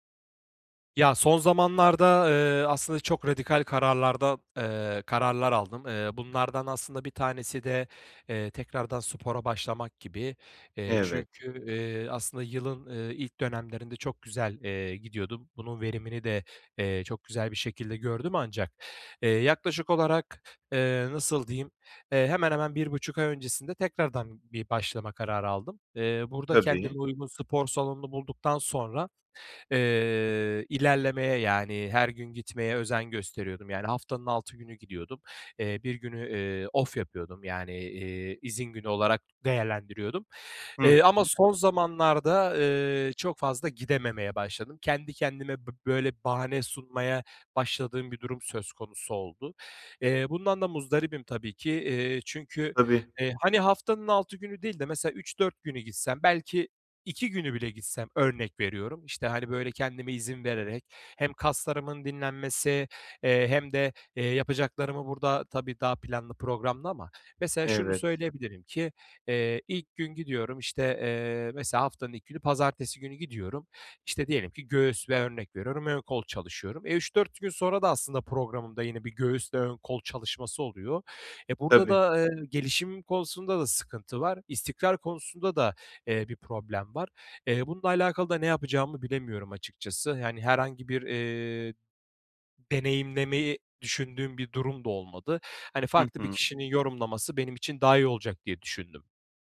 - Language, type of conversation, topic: Turkish, advice, Motivasyon kaybı ve durgunluk
- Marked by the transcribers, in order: in English: "off"; other background noise